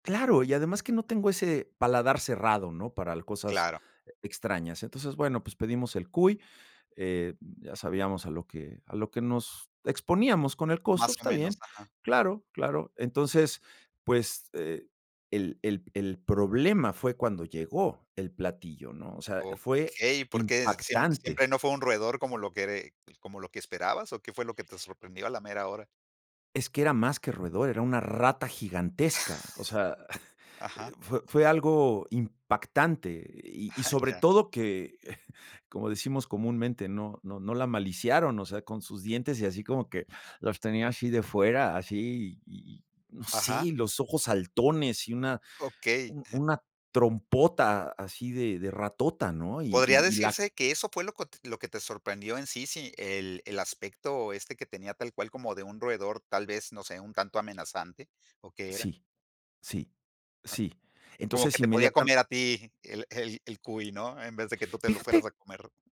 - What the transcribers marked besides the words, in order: other background noise; laugh; chuckle; chuckle; put-on voice: "los tenía así de fuera, así"; chuckle
- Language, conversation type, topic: Spanish, podcast, ¿Qué comida probaste durante un viaje que más te sorprendió?